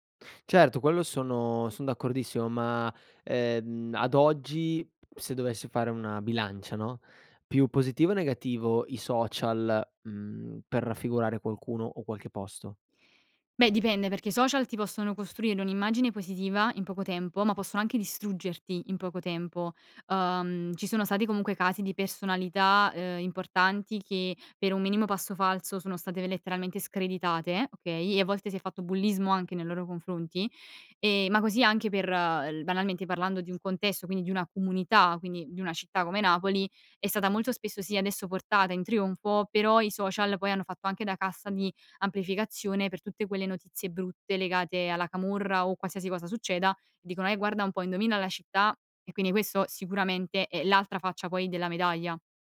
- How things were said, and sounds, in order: tapping; "camorra" said as "camurra"
- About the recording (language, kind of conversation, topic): Italian, podcast, Che ruolo hanno i social media nella visibilità della tua comunità?